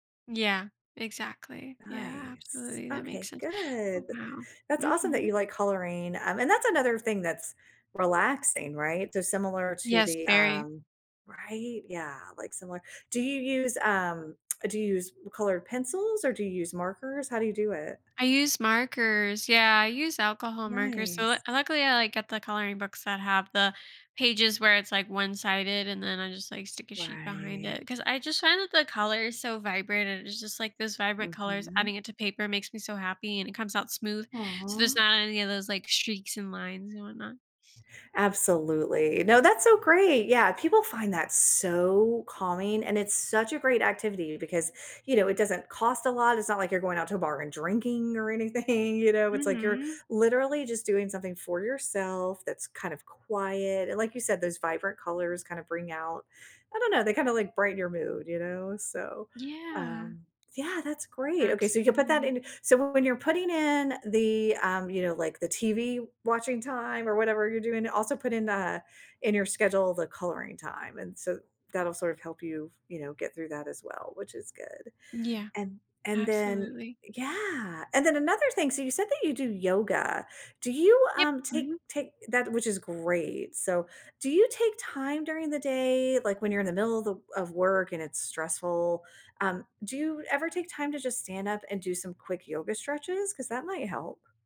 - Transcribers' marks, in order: tsk; drawn out: "Right"; stressed: "so"; laughing while speaking: "anything"
- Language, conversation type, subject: English, advice, How can I manage daily responsibilities without feeling overwhelmed?